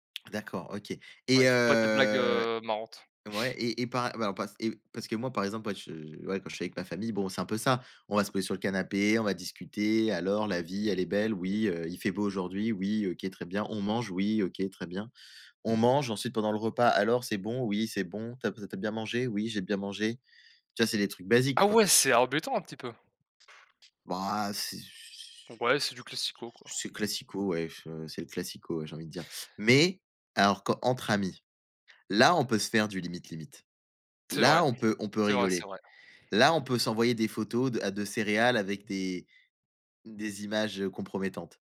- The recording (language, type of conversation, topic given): French, unstructured, Préférez-vous les soirées entre amis ou les moments en famille ?
- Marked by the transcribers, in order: other background noise; drawn out: "ce"; stressed: "mais"; tapping